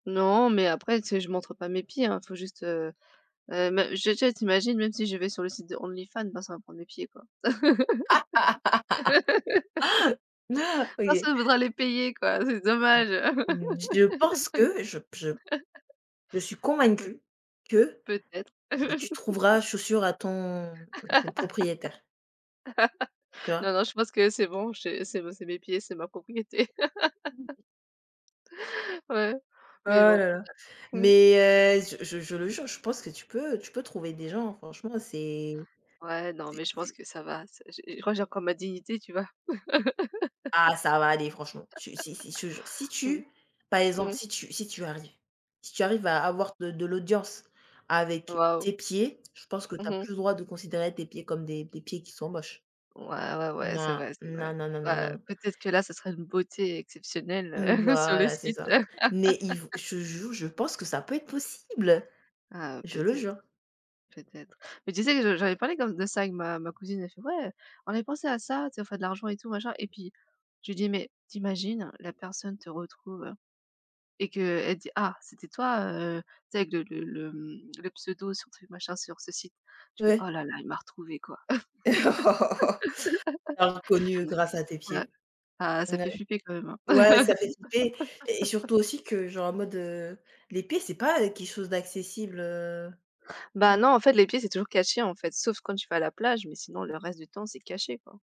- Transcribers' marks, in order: laugh; laugh; other noise; laugh; stressed: "que"; laugh; unintelligible speech; laugh; stressed: "Mais, heu"; other background noise; laugh; chuckle; laughing while speaking: "sur le site"; laugh; laugh; laugh; laugh; stressed: "caché"
- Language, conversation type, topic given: French, unstructured, Comment décrirais-tu ton style personnel ?